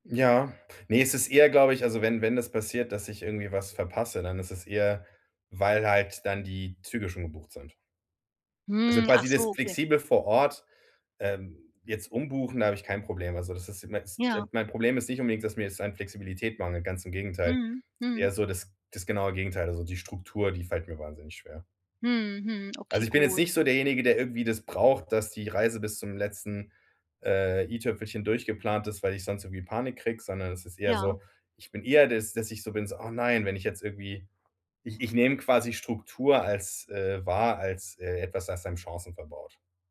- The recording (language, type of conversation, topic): German, advice, Wie plane ich eine stressfreie und gut organisierte Reise?
- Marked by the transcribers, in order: unintelligible speech